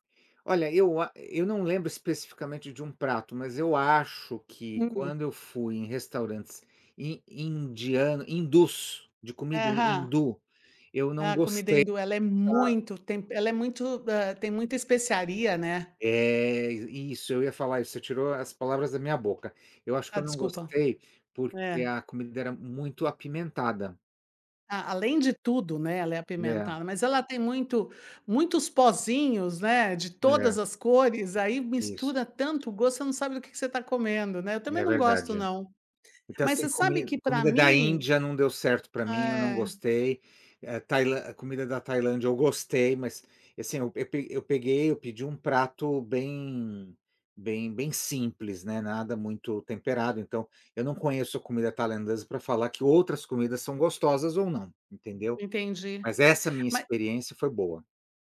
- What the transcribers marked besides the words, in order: tapping
- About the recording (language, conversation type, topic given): Portuguese, unstructured, Você já provou alguma comida que parecia estranha, mas acabou gostando?